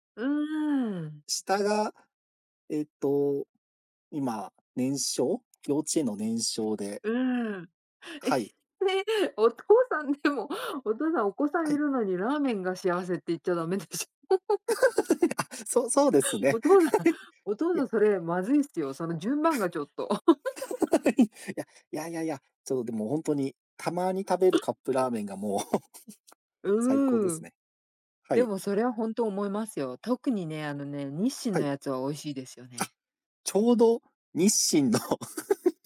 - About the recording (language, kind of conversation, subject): Japanese, unstructured, 幸せを感じるのはどんなときですか？
- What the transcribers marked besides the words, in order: laughing while speaking: "え、ね。お父さんでも"; laughing while speaking: "言っちゃだめでしょ"; chuckle; laugh; laughing while speaking: "はい"; laughing while speaking: "お父さん"; chuckle; laughing while speaking: "はい"; laugh; other background noise; chuckle; tapping; laugh